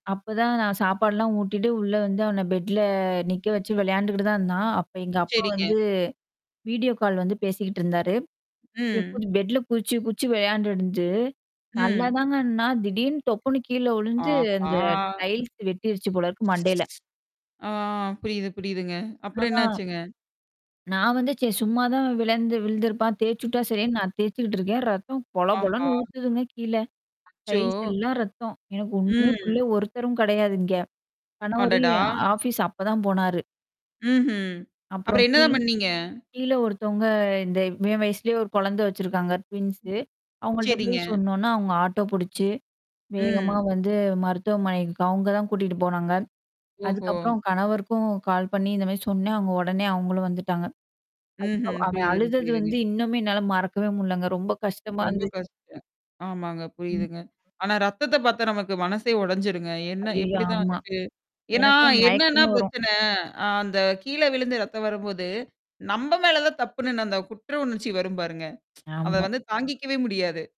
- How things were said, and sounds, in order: in English: "பெட்ல"; other background noise; distorted speech; in English: "வீடியோ கால்"; in English: "பெட்ல"; mechanical hum; in English: "டைல்ஸ்"; drawn out: "ஆ"; in English: "டைல்ஸ்"; surprised: "அடடா!"; in English: "ஆபீஸ்"; in English: "ட்வின்ஸ்"; in English: "ஆட்டோ"; in English: "கால்"; static; other noise; tsk
- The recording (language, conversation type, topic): Tamil, podcast, குழந்தைகள் தங்கள் உணர்ச்சிகளை வெளிப்படுத்தும்போது நீங்கள் எப்படி பதிலளிப்பீர்கள்?